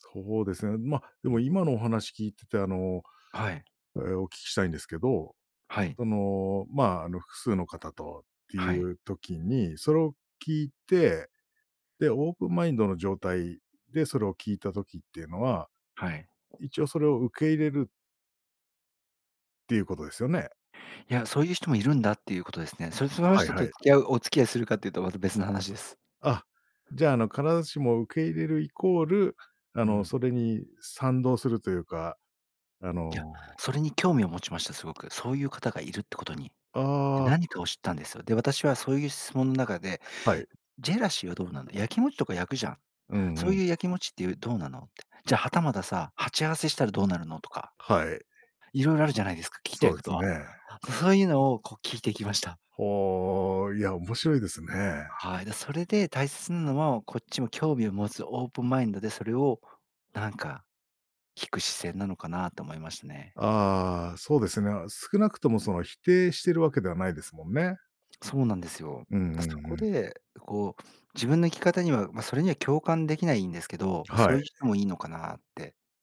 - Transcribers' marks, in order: none
- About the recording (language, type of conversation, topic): Japanese, podcast, 新しい考えに心を開くためのコツは何ですか？